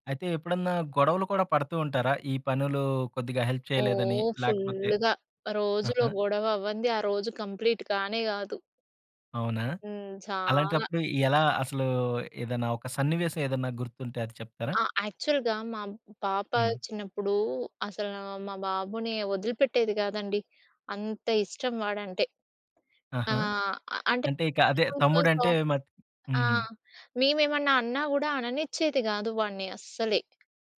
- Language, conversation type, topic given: Telugu, podcast, ఇంటి పనుల్లో కుటుంబ సభ్యులను ఎలా చేర్చుకుంటారు?
- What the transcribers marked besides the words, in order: in English: "హెల్ప్"; in English: "కంప్లీట్"; in English: "యాక్చువల్‌గా"; in English: "సాఫ్ట్"